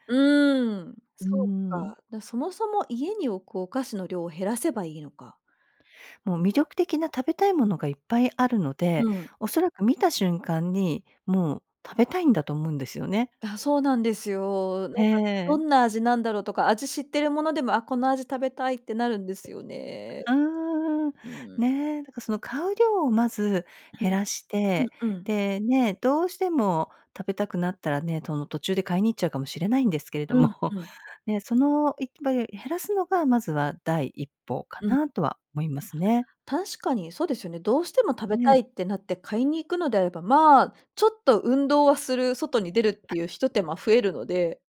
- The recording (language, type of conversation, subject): Japanese, advice, 食生活を改善したいのに、間食やジャンクフードをやめられないのはどうすればいいですか？
- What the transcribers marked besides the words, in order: other background noise